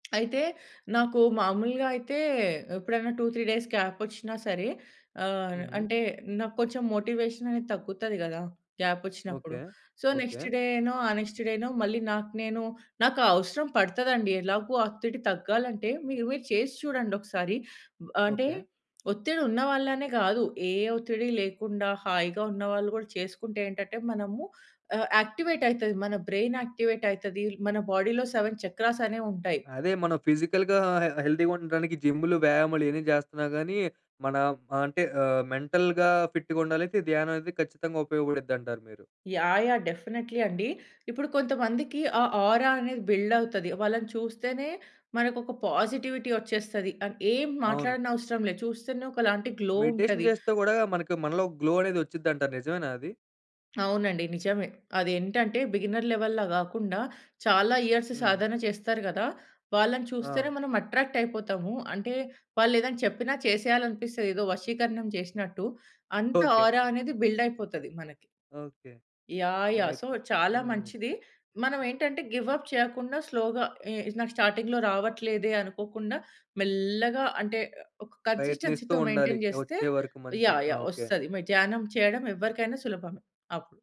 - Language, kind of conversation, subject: Telugu, podcast, ధ్యానం కొనసాగించడంలో సాధారణ ఆటంకాలు ఏవి?
- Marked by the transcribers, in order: tapping; in English: "టూ త్రీ డేస్"; in English: "సో, నెక్స్ట్"; in English: "నెక్స్ట్"; in English: "యాక్టివేట్"; in English: "బ్రెయిన్ యాక్టివేట్"; in English: "బాడీలో సెవెన్"; in English: "ఫిజికల్‌గా హె హెల్దీగా"; in English: "మెంటల్‌గా ఫిట్‌గా"; in English: "డెఫినెట్‌లీ"; in English: "ఆరా"; in English: "పాజిటివిటీ"; in English: "గ్లో"; in English: "మెడిటేషన్"; in English: "గ్లో"; in English: "బిగినర్ లెవెల్‌లా"; in English: "ఇయర్స్"; in English: "అట్రాక్ట్"; giggle; in English: "ఆరా"; in English: "సో"; in English: "గివ్ అప్"; in English: "స్లోగా"; in English: "స్టార్టింగ్‌లో"; in English: "కన్సిస్టెన్సీతో మెయింటైన్"